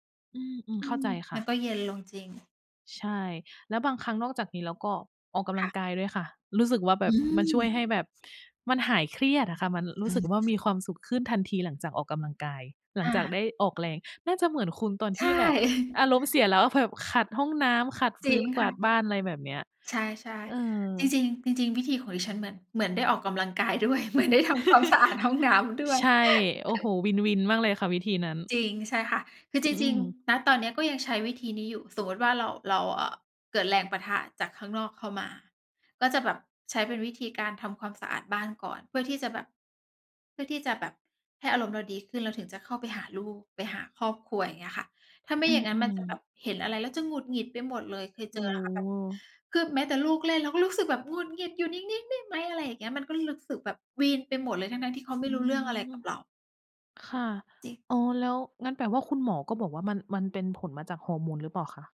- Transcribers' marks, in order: laugh; laughing while speaking: "ด้วย เหมือนได้ทำความสะอาดห้องน้ำด้วย"; laugh; tapping; in English: "win win"; other background noise
- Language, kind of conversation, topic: Thai, unstructured, มีอะไรช่วยให้คุณรู้สึกดีขึ้นตอนอารมณ์ไม่ดีไหม?